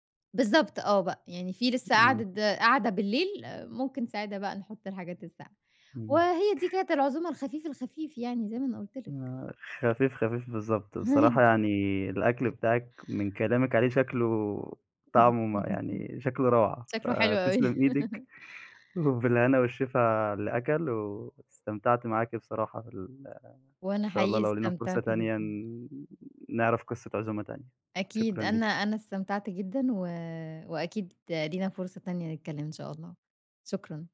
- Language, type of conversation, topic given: Arabic, podcast, لو هتعمل عزومة بسيطة، هتقدّم إيه؟
- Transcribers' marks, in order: unintelligible speech; chuckle; laugh